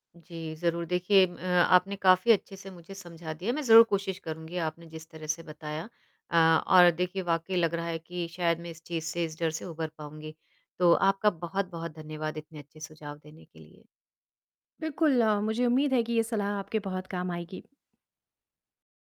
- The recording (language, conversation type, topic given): Hindi, advice, चोट के बाद फिर से व्यायाम शुरू करने के डर को मैं कैसे दूर कर सकता/सकती हूँ?
- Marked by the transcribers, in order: static